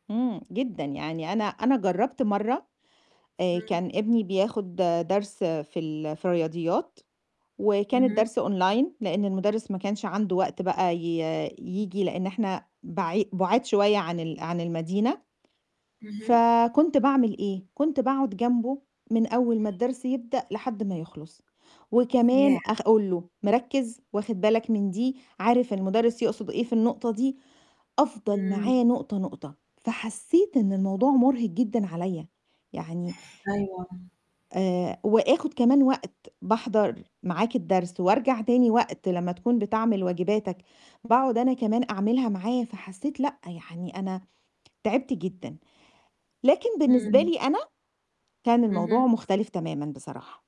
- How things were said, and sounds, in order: static; in English: "online"; other background noise; "أقول" said as "أخقول"; other noise
- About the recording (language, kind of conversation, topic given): Arabic, podcast, احكيلنا عن تجربتك في التعلّم أونلاين، كانت عاملة إيه؟